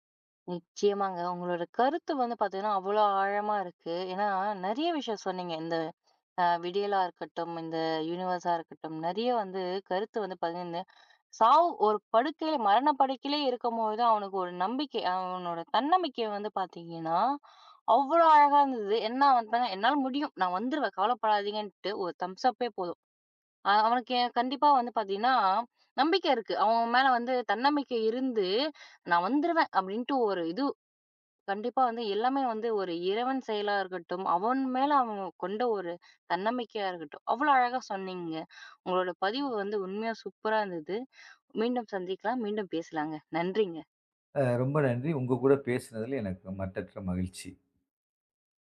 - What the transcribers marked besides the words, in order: in English: "யுனிவர்ஸா"; in English: "தம்ஸ் அப்பெ"; in English: "சூப்பரா"
- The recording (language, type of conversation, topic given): Tamil, podcast, தன்னம்பிக்கை குறையும் போது அதை எப்படி மீண்டும் கட்டியெழுப்புவீர்கள்?